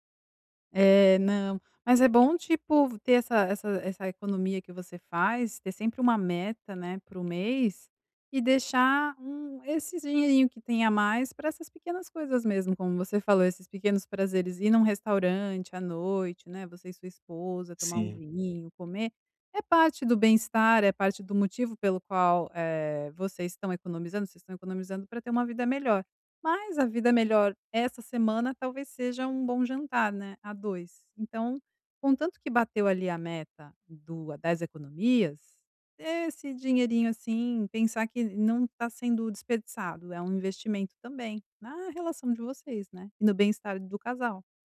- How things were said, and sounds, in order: none
- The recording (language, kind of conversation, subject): Portuguese, advice, Como economizar sem perder qualidade de vida e ainda aproveitar pequenas alegrias?